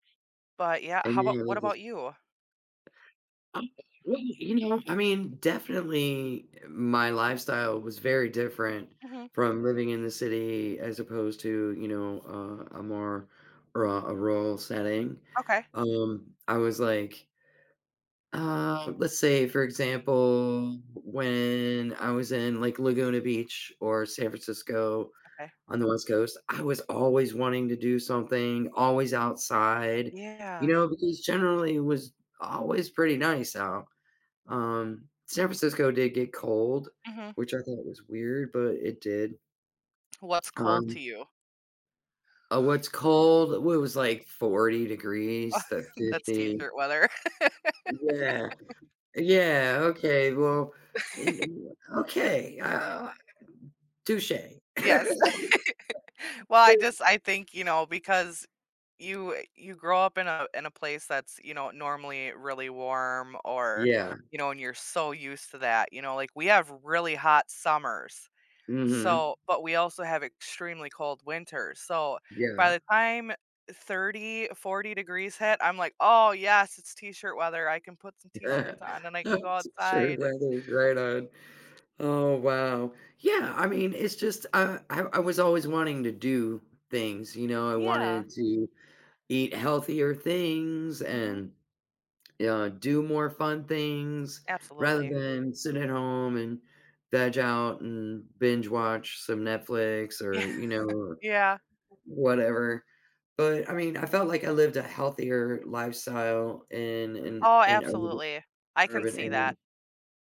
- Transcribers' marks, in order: unintelligible speech; other background noise; laugh; laugh; in French: "touché"; laugh; tapping; laugh; laughing while speaking: "A T-shirt weather"; laughing while speaking: "Yeah"
- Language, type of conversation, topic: English, unstructured, What are your thoughts on city living versus country living?
- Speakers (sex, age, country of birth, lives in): female, 35-39, United States, United States; female, 55-59, United States, United States